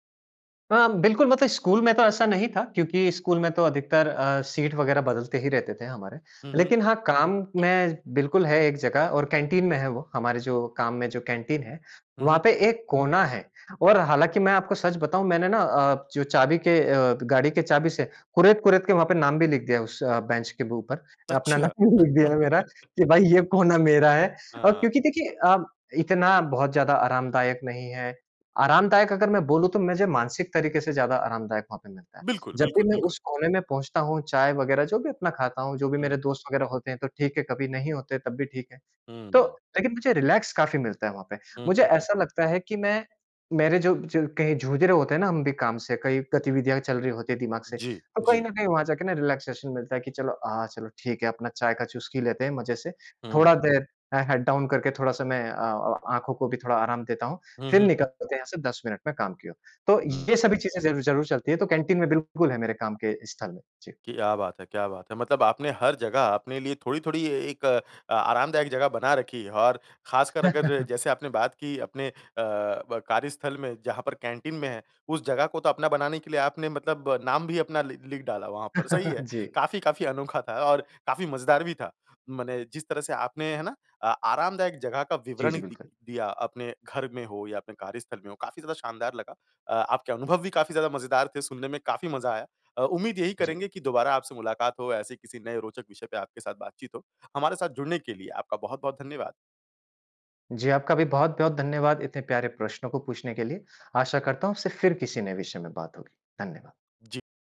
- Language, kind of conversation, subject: Hindi, podcast, तुम्हारे घर की सबसे आरामदायक जगह कौन सी है और क्यों?
- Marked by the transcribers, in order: in English: "सीट"; other noise; in English: "कैंटीन"; in English: "कैंटीन"; in English: "बेंच"; laughing while speaking: "अपना नाम लिख दिया है मेरा कि भाई ये कोना मेरा है"; laugh; in English: "रिलैक्स"; in English: "रिलैक्सेशन"; in English: "हेड डाउन"; in English: "कैंटीन"; laugh; in English: "कैंटीन"; laugh